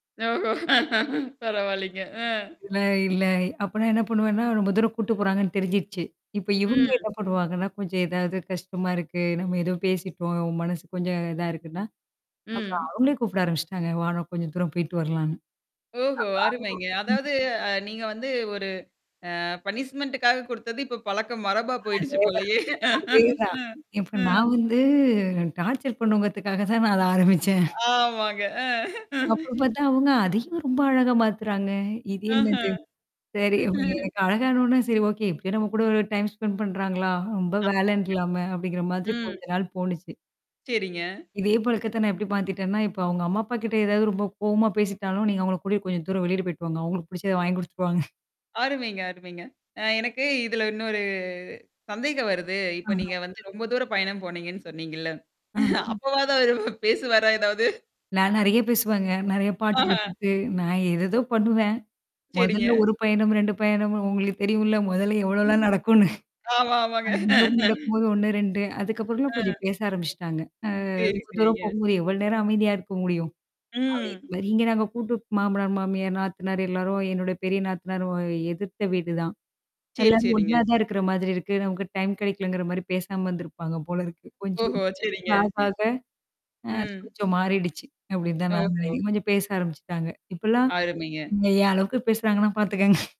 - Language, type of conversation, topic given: Tamil, podcast, நீங்கள் உருவாக்கிய புதிய குடும்ப மரபு ஒன்றுக்கு உதாரணம் சொல்ல முடியுமா?
- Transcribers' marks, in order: laughing while speaking: "ஓஹோ! பரவால்லிங்க. அ"; tapping; static; other background noise; distorted speech; mechanical hum; unintelligible speech; in English: "பனிஷ்மென்டக்காக"; laughing while speaking: "போலயே! ம், ம்"; drawn out: "வந்து"; laughing while speaking: "ஆரம்பிச்சேன்"; laughing while speaking: "ஆமாங்க. அ"; laugh; in English: "டைம் ஸ்பெண்ட்"; drawn out: "இன்னொரு"; laughing while speaking: "அப்பவாவது அவரு பேசுவாரா ஏதாவது?"; laughing while speaking: "நடக்கும்ன்னு?"; laughing while speaking: "ஆமா, ஆமாங்க"; laughing while speaking: "பாத்துக்கோங்க"